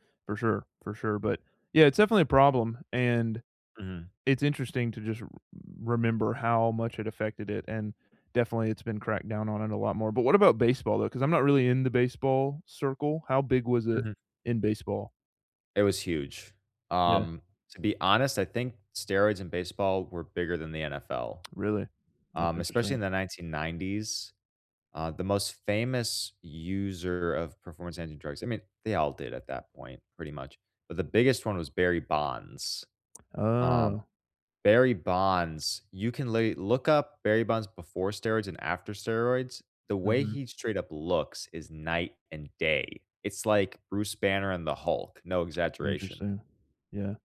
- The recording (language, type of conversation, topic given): English, unstructured, Should I be concerned about performance-enhancing drugs in sports?
- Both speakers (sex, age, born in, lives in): male, 20-24, United States, United States; male, 25-29, United States, United States
- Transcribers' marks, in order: tapping